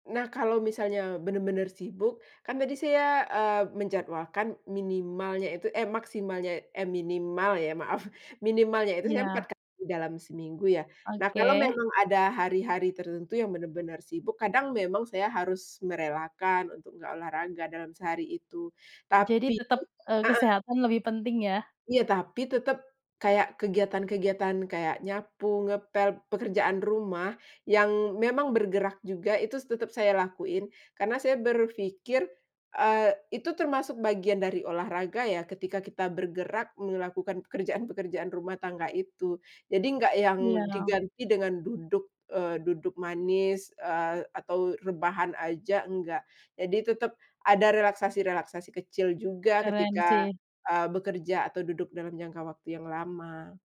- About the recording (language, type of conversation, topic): Indonesian, podcast, Bagaimana cara membangun kebiasaan olahraga yang konsisten?
- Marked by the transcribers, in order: none